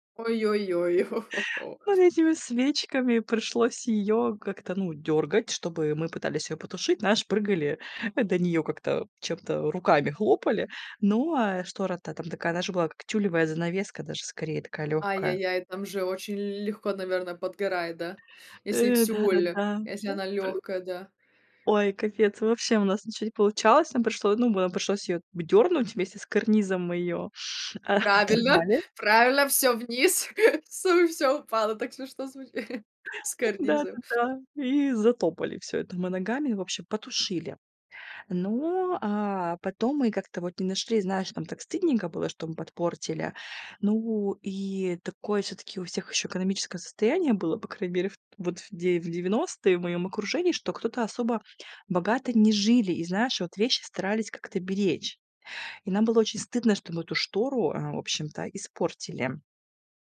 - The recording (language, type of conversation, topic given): Russian, podcast, Какие приключения из детства вам запомнились больше всего?
- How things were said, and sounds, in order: tapping; laughing while speaking: "всё всё упало. Так смешно звучит"